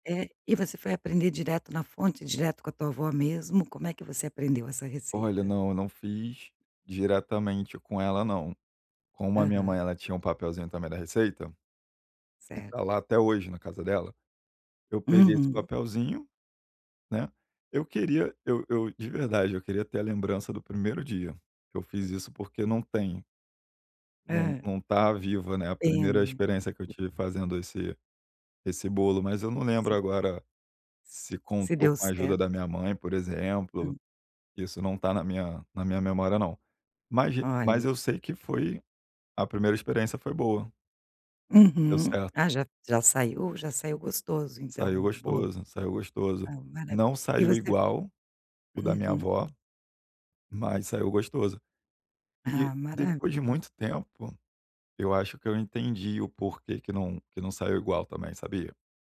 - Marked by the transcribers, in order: tapping; other noise
- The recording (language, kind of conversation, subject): Portuguese, podcast, Qual receita lembra as festas da sua família?